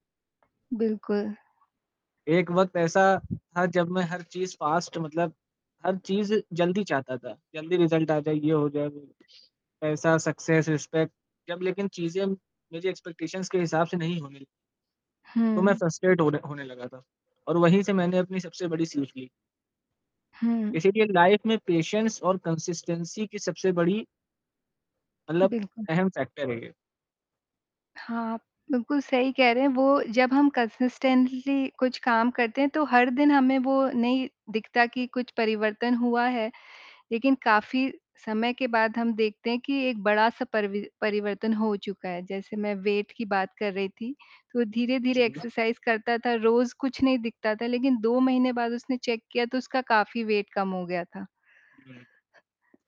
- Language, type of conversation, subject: Hindi, unstructured, आपकी ज़िंदगी में अब तक की सबसे बड़ी सीख क्या रही है?
- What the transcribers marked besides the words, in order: in English: "फास्ट"; distorted speech; in English: "रिजल्ट"; in English: "सक्सेस, रिस्पेक्ट"; in English: "एक्सपेक्टेशंस"; in English: "फ्रस्ट्रेट"; static; in English: "लाइफ"; in English: "पेशेंस"; in English: "कंसिस्टेंसी"; in English: "फैक्टर"; in English: "कंसिस्टेंटली"; tapping; in English: "वेट"; in English: "एक्सरसाइज"; in English: "चेक"; in English: "वेट"; unintelligible speech